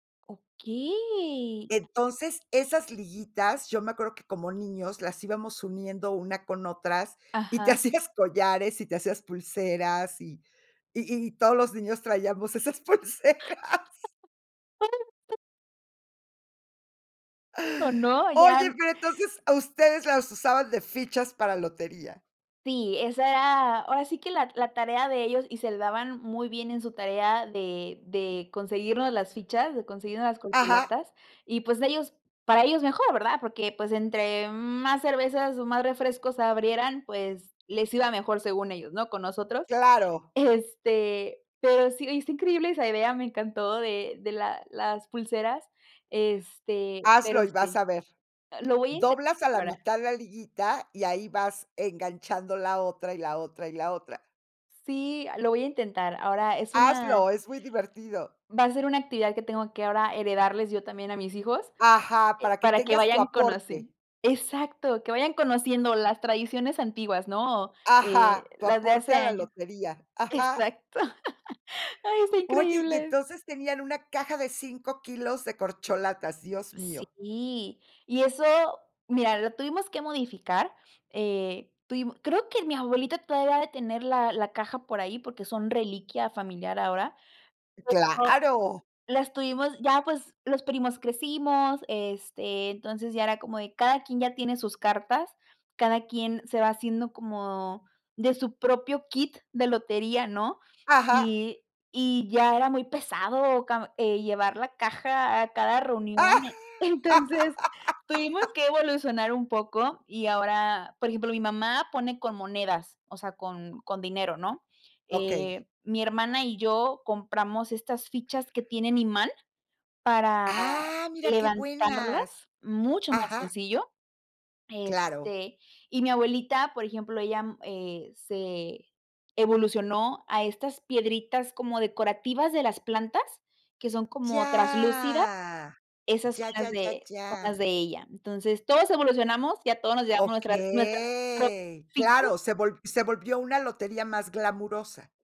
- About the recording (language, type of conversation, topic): Spanish, podcast, ¿Qué actividad conecta a varias generaciones en tu casa?
- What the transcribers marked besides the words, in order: other background noise; laughing while speaking: "hacías"; laughing while speaking: "esas pulseras"; laugh; chuckle; laugh; laugh; laughing while speaking: "entonces"; drawn out: "Ya"; drawn out: "Okey"